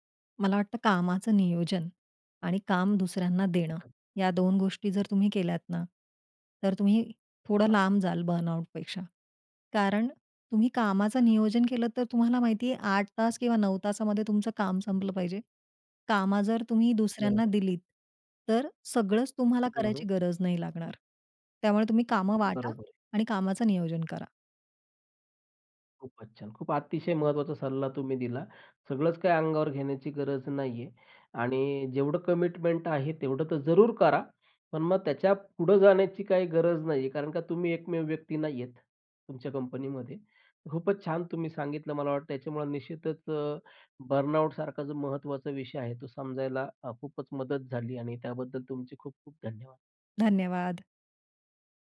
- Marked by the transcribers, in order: tapping; in English: "बर्नआउटपेक्षा"; other noise; in English: "कमिटमेंट"; in English: "बर्नआउटसारखा"
- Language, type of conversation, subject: Marathi, podcast, मानसिक थकवा